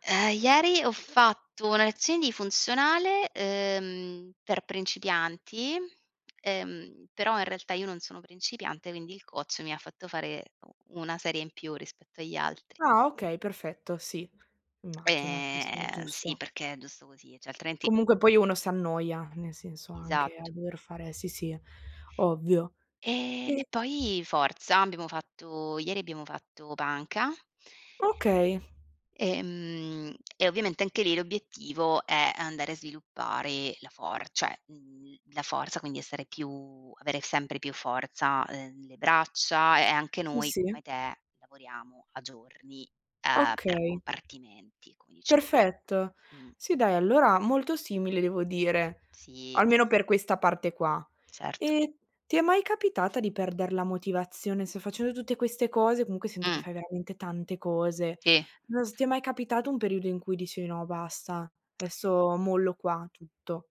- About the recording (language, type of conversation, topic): Italian, unstructured, Come posso restare motivato a fare esercizio ogni giorno?
- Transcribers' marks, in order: in English: "coach"; "cioè" said as "ceh"; "Esatto" said as "isatto"; tapping